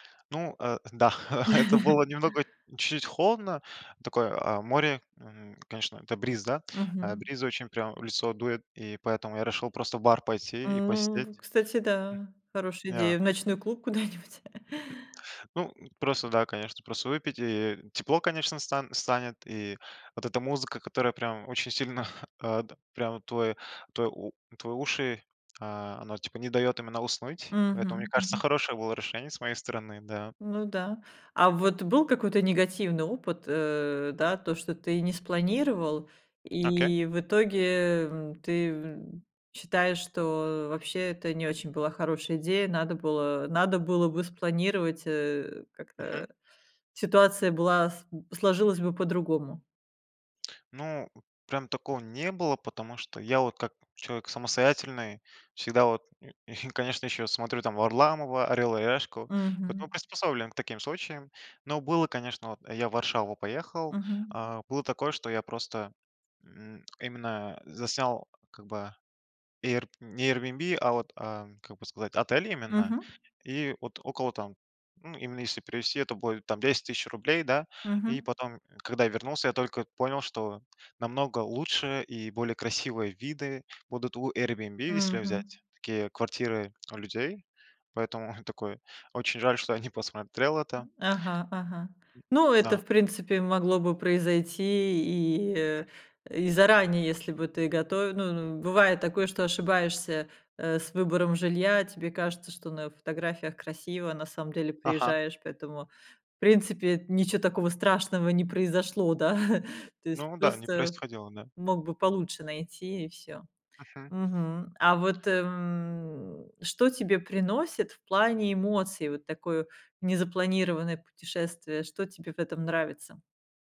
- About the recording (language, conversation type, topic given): Russian, podcast, Чему тебя научило путешествие без жёсткого плана?
- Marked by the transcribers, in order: chuckle; laugh; other background noise; tapping; chuckle; chuckle; other noise; chuckle